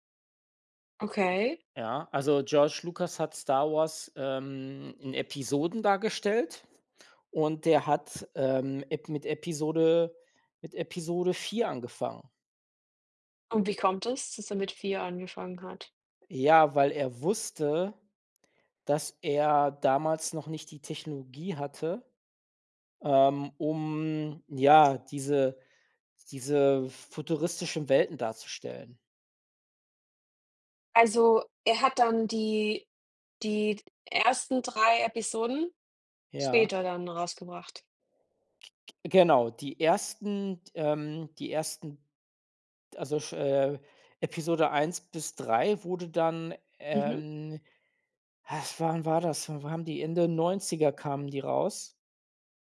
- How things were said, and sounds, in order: snort
- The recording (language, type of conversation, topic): German, unstructured, Wie hat sich die Darstellung von Technologie in Filmen im Laufe der Jahre entwickelt?